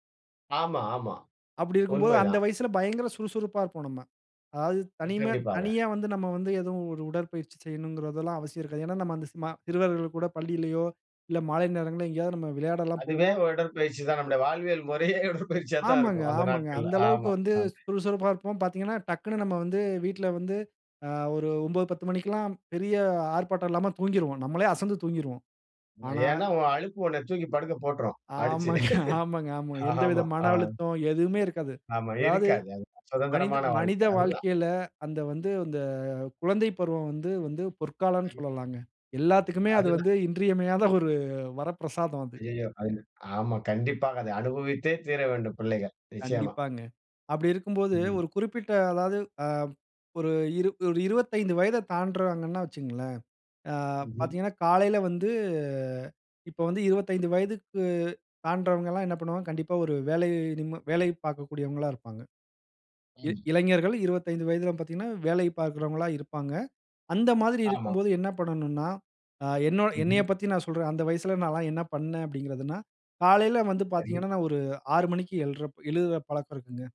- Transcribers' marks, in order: other background noise; unintelligible speech; laughing while speaking: "முறையே உடற்பயிற்சியா தான் இருக்கும்"; laugh; joyful: "எந்தவித மன அழுத்தம், எதுவுமே இருக்காது … ஒரு, வரப்பிரசாதம் அது"; laugh; drawn out: "அந்த"; unintelligible speech; laughing while speaking: "ஒரு"; drawn out: "வந்து"
- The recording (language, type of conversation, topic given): Tamil, podcast, உங்கள் நாளை ஆரோக்கியமாகத் தொடங்க நீங்கள் என்ன செய்கிறீர்கள்?